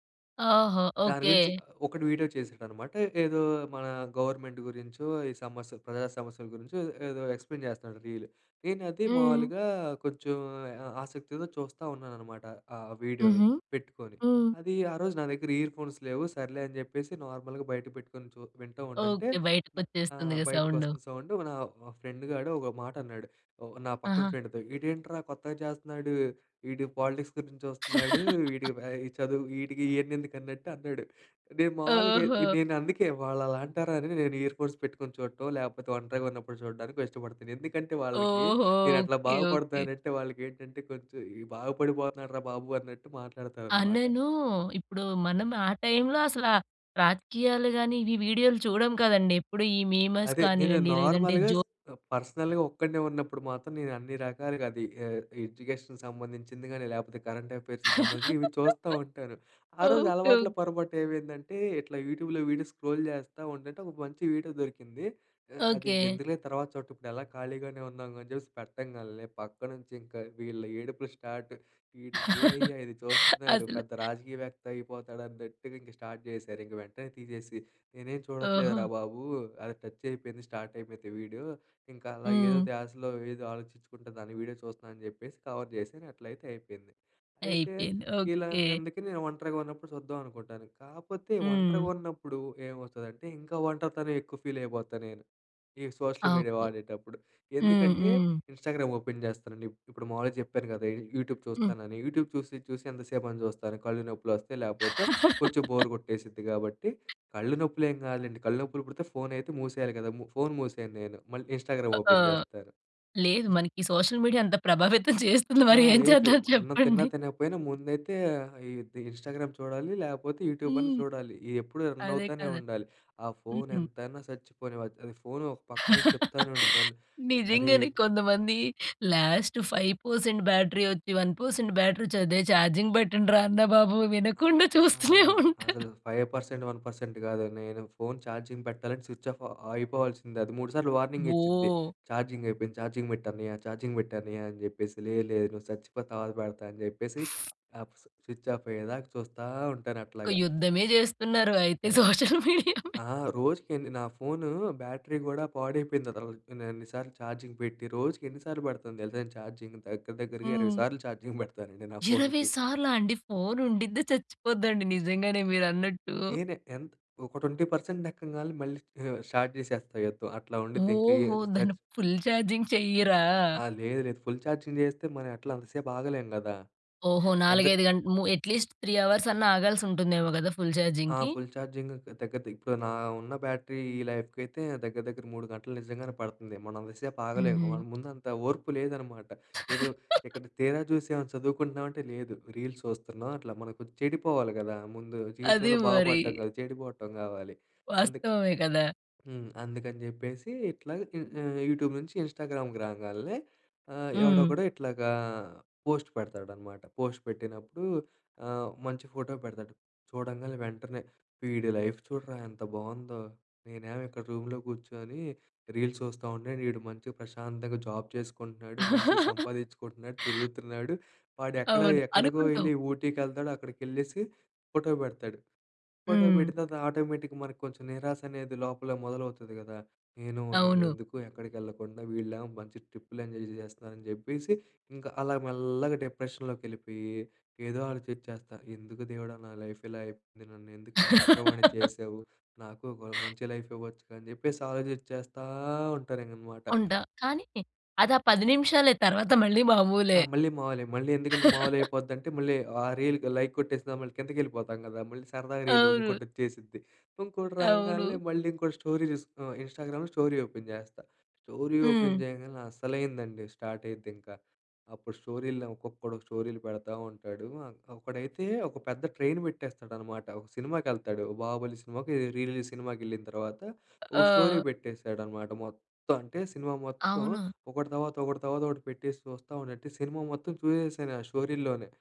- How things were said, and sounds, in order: in English: "వీడియో"; in English: "గవర్నమెంట్"; in English: "ఎక్స్‌ప్లేన్"; in English: "రీల్"; in English: "వీడియోని"; in English: "ఇయర్ ఫోన్స్"; in English: "నార్మల్‌గా"; in English: "సౌండ్"; in English: "ఫ్రెండ్"; in English: "ఫ్రెండ్‌తో"; in English: "పాలిటిక్స్"; laugh; giggle; in English: "ఇయర్ ఫోన్స్"; in English: "టైమ్‌లో"; in English: "మీమర్స్"; in English: "నార్మల్‌గా"; in English: "పర్సనల్‌గా"; in English: "ఎడ్యుకేషన్‌కి"; in English: "కరెంట్ అఫెయిర్స్‌కి"; laugh; in English: "యూట్యూబ్‌లో వీడియో స్క్రోల్"; in English: "స్టార్ట్"; chuckle; in English: "స్టార్ట్"; in English: "టచ్"; in English: "స్టార్ట్"; in English: "వీడియో"; in English: "వీడియో"; in English: "కవర్"; in English: "ఫీల్"; in English: "సోషల్ మీడియా"; in English: "ఇన్‌స్టాగ్రామ్ ఓపెన్"; in English: "యు యూట్యూబ్"; in English: "యూట్యూబ్"; in English: "బోర్"; laugh; other background noise; in English: "ఇన్‌స్టాగ్రామ్ ఓపెన్"; in English: "సోషల్ మీడియా"; laughing while speaking: "ప్రభావితం చేస్తుంది మరేం చేద్దాం చెప్పండి"; in English: "ఇన్‌స్టాగ్రామ్"; in English: "రన్"; laughing while speaking: "నిజంగానే కొంతమంది. లాస్ట్ ఫైవ్ పర్సెంట్ … వినకుండా చూస్తూనే ఉంటారు"; in English: "లాస్ట్ ఫైవ్ పర్సెంట్"; in English: "బ్యాటరీ వన్ పర్సెంట్ బ్యాటరీ"; in English: "ఛార్జింగ్"; in English: "ఛార్జింగ్"; in English: "స్విచ్ ఆఫ్"; in English: "ఛార్జింగ్"; in English: "ఛార్జింగ్"; in English: "ఛార్జింగ్"; in English: "స్విచ్ ఆఫ్"; laughing while speaking: "సోషల్ మీడియా మీ"; in English: "సోషల్ మీడియా"; in English: "బ్యాటరీ"; unintelligible speech; in English: "ఛార్జింగ్"; in English: "ఛార్జింగ్"; in English: "ఛార్జింగ్"; surprised: "ఇరవై సార్లా"; chuckle; in English: "స్టార్ట్"; in English: "ఫుల్ చార్జింగ్"; in English: "ఫుల్ ఛార్జింగ్"; in English: "అట్లీస్ట్ త్రీ అవర్స్"; in English: "ఫుల్ ఛార్జింగ్‌కి"; in English: "ఫుల్ ఛార్జింగ్"; in English: "బ్యాటరీ"; in English: "లైఫ్‌కి"; chuckle; in English: "రీల్స్"; in English: "యూట్యూబ్"; in English: "ఇన్‌స్టాగ్రామ్‌కి"; in English: "పోస్ట్"; in English: "పోస్ట్"; in English: "లైఫ్"; in English: "రూమ్‌లో"; in English: "రీల్స్"; in English: "జాబ్"; chuckle; in English: "ఫోటో"; in English: "ఫోటో"; in English: "ఆటోమేటిక్‌గా"; in English: "డిప్రెషన్‌లోకి"; in English: "లైఫ్"; laugh; in English: "లైఫ్"; chuckle; in English: "రీల్‌కి లైక్"; in English: "రీల్"; in English: "స్టోరీస్, ఇన్‌స్టాగ్రామ్‌లో స్టోరీ ఓపెన్"; in English: "స్టోరీ ఓపెన్"; in English: "స్టార్ట్"; in English: "ట్రైన్"; in English: "రీ రిలీజ్"; in English: "స్టోరీ"
- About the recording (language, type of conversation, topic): Telugu, podcast, సోషల్ మీడియా ఒంటరితనాన్ని ఎలా ప్రభావితం చేస్తుంది?